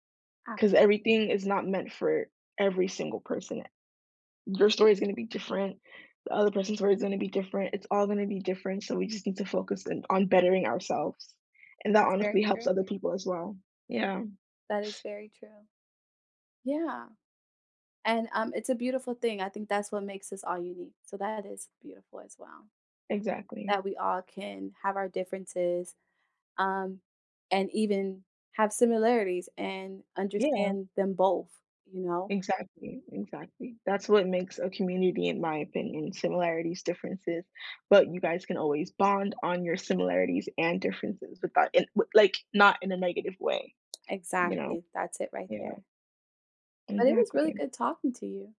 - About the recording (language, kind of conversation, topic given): English, unstructured, Who do you rely on most to feel connected where you live, and how do they support you?
- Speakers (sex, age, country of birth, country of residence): female, 18-19, United States, United States; female, 30-34, United States, United States
- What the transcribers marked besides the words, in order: unintelligible speech; other background noise; tapping